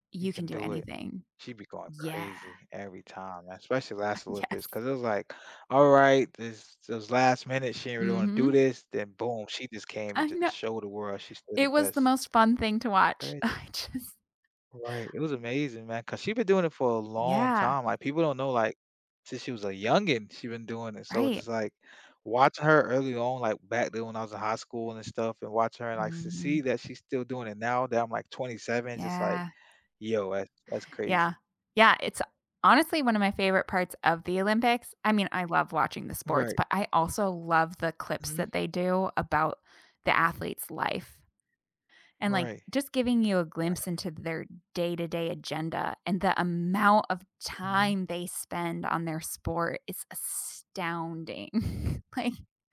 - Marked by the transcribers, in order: laughing while speaking: "Yes"; laughing while speaking: "I just"; laughing while speaking: "like"
- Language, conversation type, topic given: English, unstructured, How do sports documentaries shape our understanding of athletes and competition?
- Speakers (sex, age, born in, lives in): female, 35-39, United States, United States; male, 30-34, United States, United States